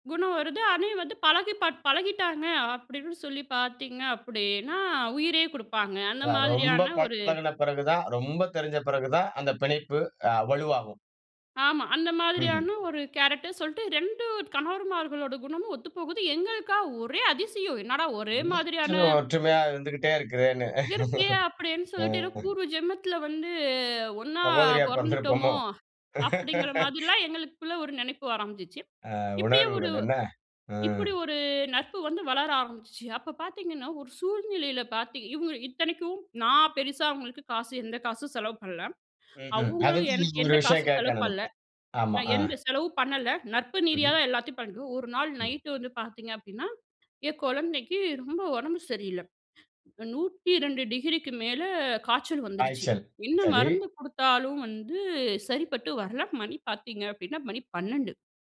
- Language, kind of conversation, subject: Tamil, podcast, நீ நெருக்கமான நட்பை எப்படி வளர்த்துக் கொள்கிறாய்?
- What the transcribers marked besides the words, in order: in English: "கேரக்டர்"; laugh; laugh